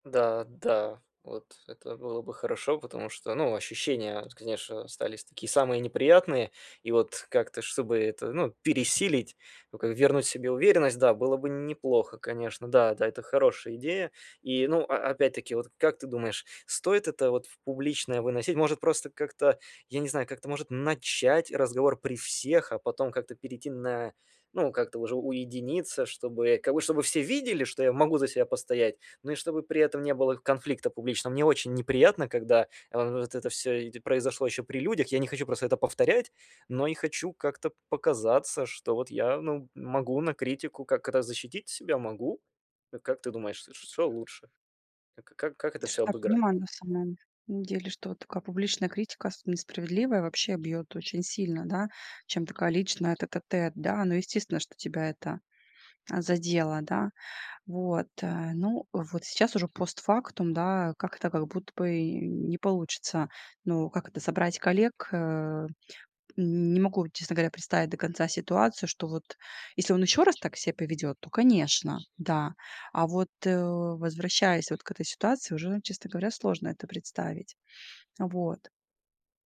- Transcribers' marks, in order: other background noise; unintelligible speech
- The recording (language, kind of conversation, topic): Russian, advice, Как вы обычно реагируете на критику со стороны начальника?
- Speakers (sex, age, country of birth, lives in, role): female, 40-44, Armenia, Spain, advisor; male, 25-29, Ukraine, United States, user